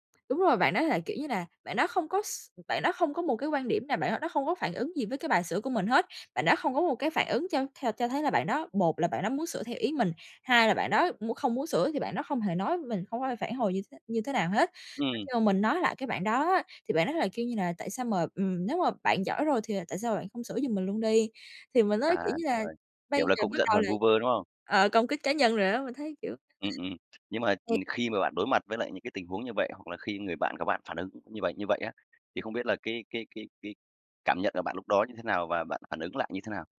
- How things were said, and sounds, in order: tapping; other background noise; unintelligible speech
- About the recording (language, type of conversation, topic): Vietnamese, podcast, Làm sao bạn giữ bình tĩnh khi cãi nhau?